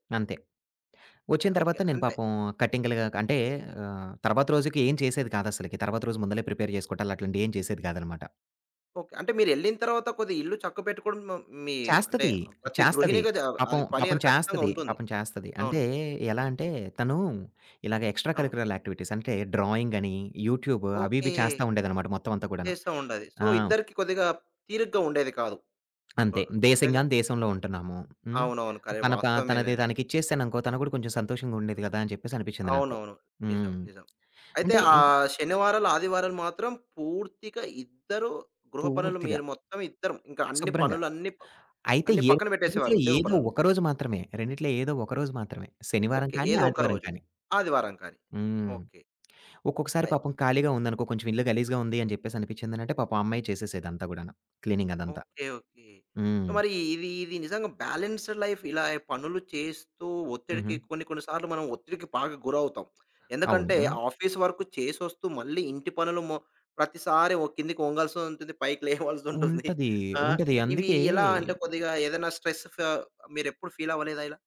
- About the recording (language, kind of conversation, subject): Telugu, podcast, ఇంటి పనులు మరియు ఉద్యోగ పనులను ఎలా సమతుల్యంగా నడిపిస్తారు?
- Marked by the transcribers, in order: "అంతే" said as "అన్పే"; tapping; in English: "ప్రిపేర్"; in English: "ఎక్స్ట్రా కలికురల్ యాక్టివిటీస్"; in English: "డ్రాయింగ్"; in English: "యూట్యూబ్"; in English: "సో"; other background noise; in English: "క్లీనింగ్"; in English: "సో"; in English: "బ్యాలెన్స్డ్ లైఫ్"; in English: "ఆఫీస్"; laughing while speaking: "పైకి లేవాల్సుంటుంది"; in English: "స్ట్రెస్"; in English: "ఫీల్"